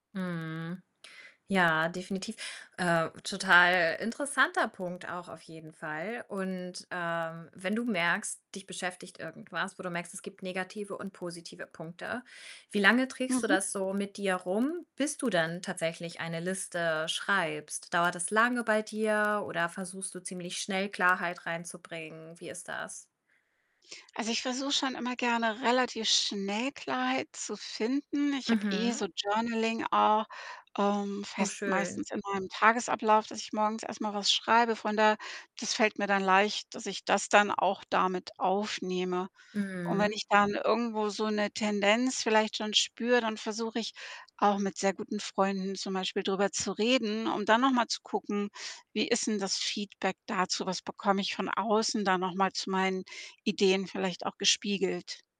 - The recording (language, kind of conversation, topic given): German, podcast, Was tust du, wenn Kopf und Bauch unterschiedlicher Meinung sind?
- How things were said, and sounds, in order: static; distorted speech; in English: "Journaling"; other background noise